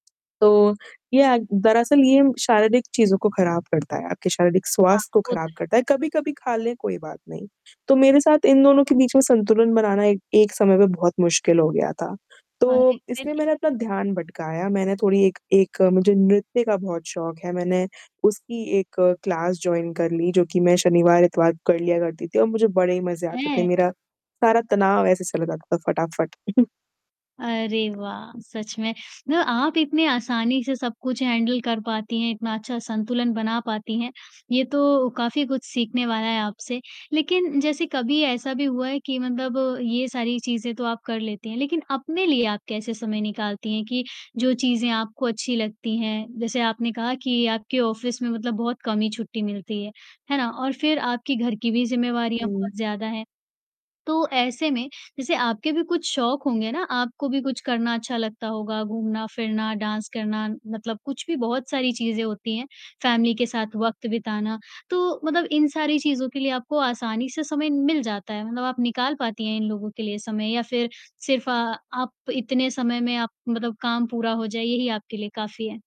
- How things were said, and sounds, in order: tapping; static; distorted speech; in English: "क्लास जॉइन"; chuckle; other background noise; in English: "हैंडल"; in English: "ऑफ़िस"; in English: "डांस"; in English: "फ़ैमिली"
- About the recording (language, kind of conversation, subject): Hindi, podcast, तनाव को संभालने के आपके तरीके क्या हैं?